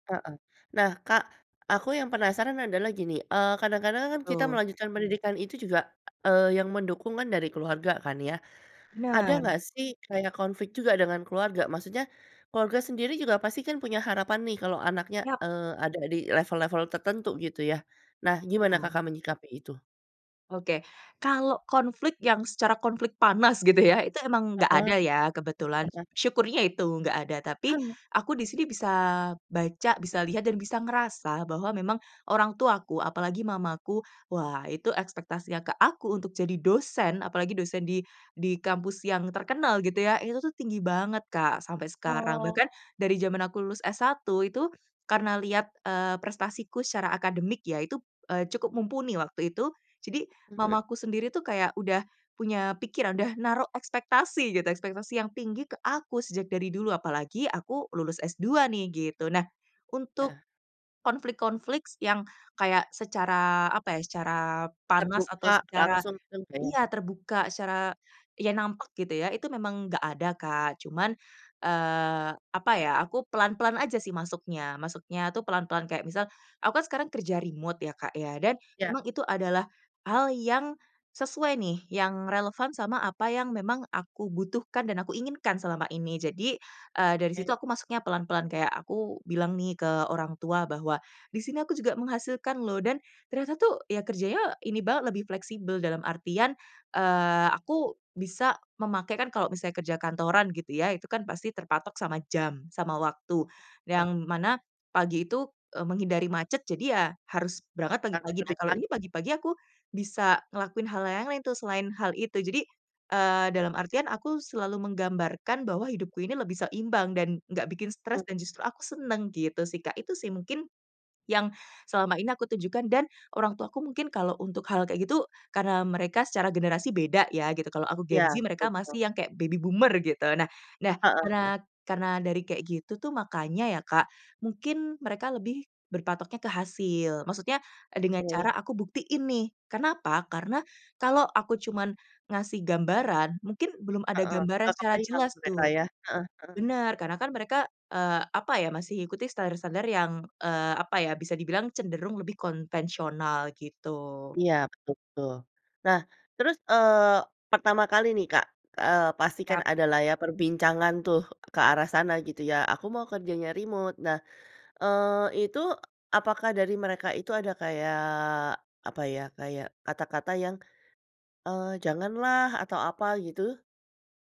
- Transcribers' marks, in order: other background noise; laughing while speaking: "gitu ya"; "konflik" said as "konfliks"; unintelligible speech; in English: "baby boomer"
- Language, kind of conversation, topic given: Indonesian, podcast, Bagaimana cara menyeimbangkan ekspektasi sosial dengan tujuan pribadi?